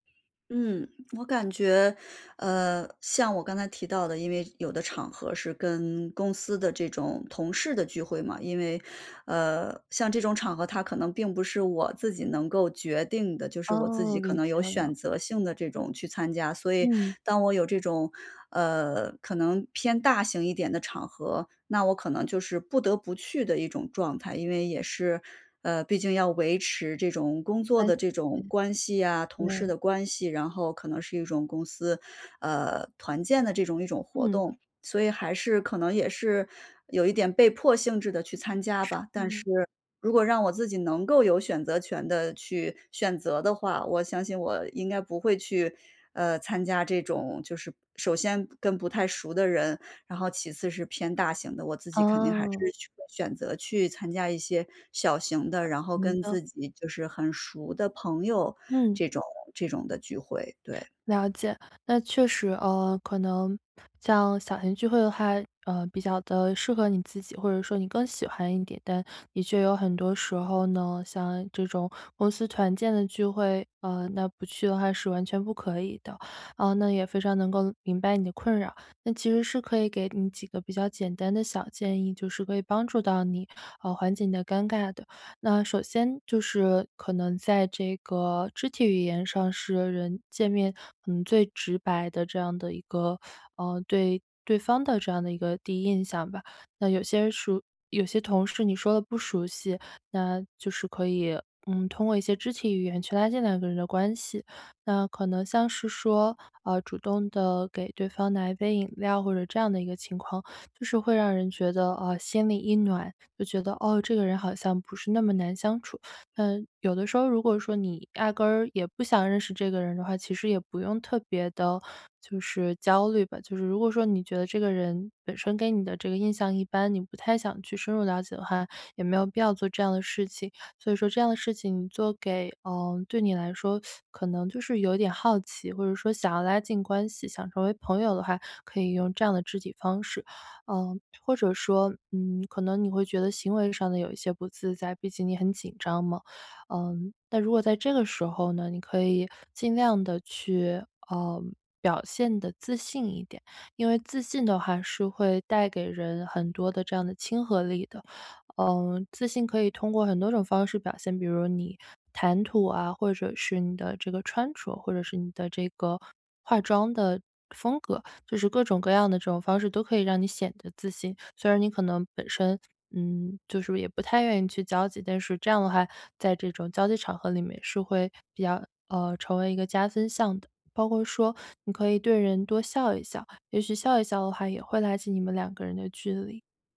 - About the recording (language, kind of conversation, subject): Chinese, advice, 在聚会中我该如何缓解尴尬气氛？
- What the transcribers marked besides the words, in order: other background noise; teeth sucking; teeth sucking; teeth sucking